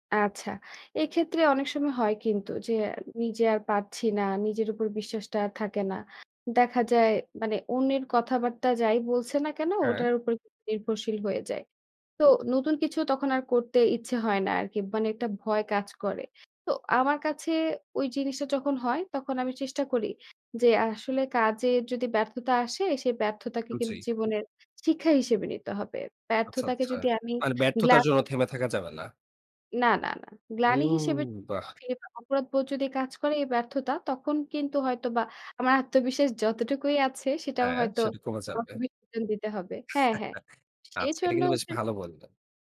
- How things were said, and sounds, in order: tapping; unintelligible speech; chuckle
- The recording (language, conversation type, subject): Bengali, podcast, আত্মবিশ্বাস বাড়ানোর জন্য আপনার কী কী পরামর্শ আছে?